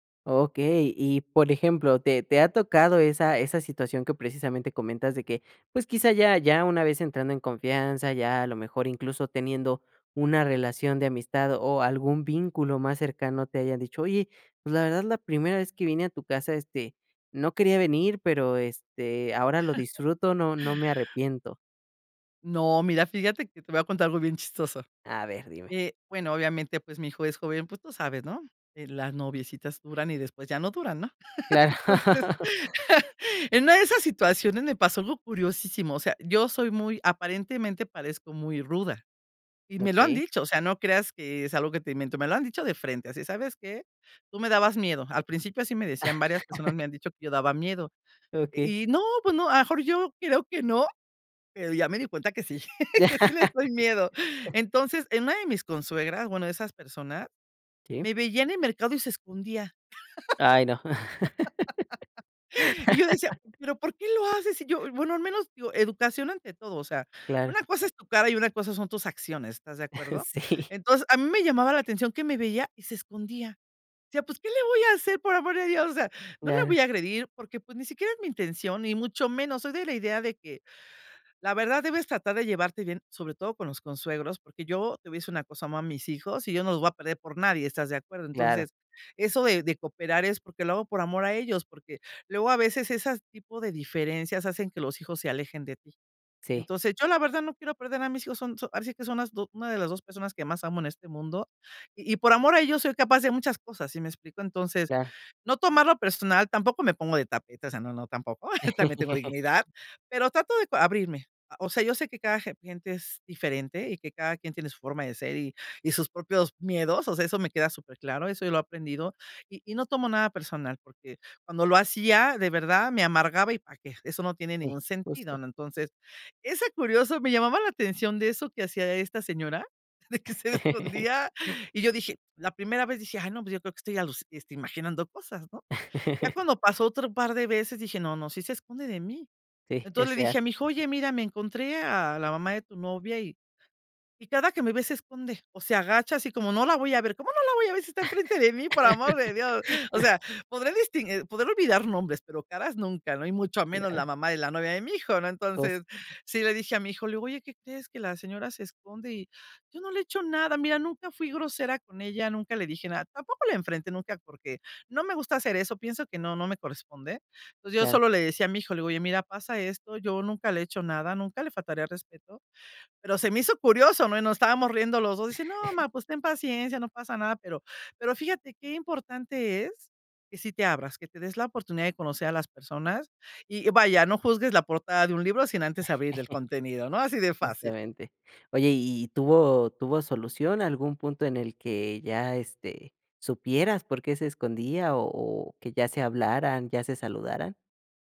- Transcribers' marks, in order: chuckle; laugh; laughing while speaking: "que sí les doy miedo"; laughing while speaking: "Ya"; laugh; laugh; laughing while speaking: "Sí"; giggle; laugh; laughing while speaking: "de que se escondía"; laugh; laugh; laugh; chuckle; chuckle
- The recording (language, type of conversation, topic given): Spanish, podcast, ¿Qué trucos usas para que todos se sientan incluidos en la mesa?